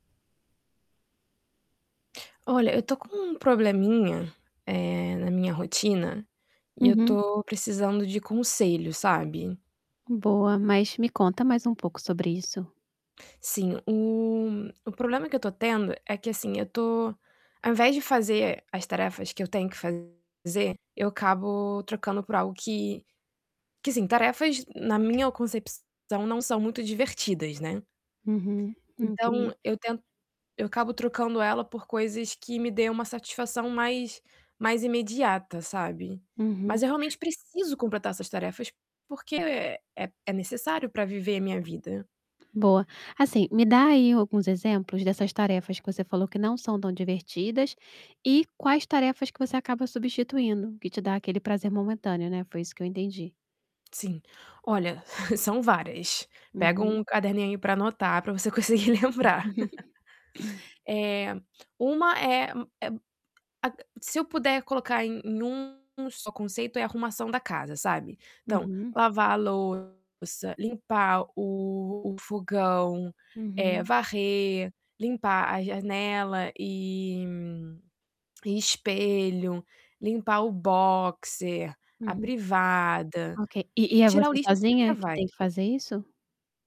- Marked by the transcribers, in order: static; distorted speech; tapping; chuckle; laughing while speaking: "conseguir lembrar"; laugh; chuckle
- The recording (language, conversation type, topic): Portuguese, advice, Por que eu sempre adio tarefas em busca de gratificação imediata?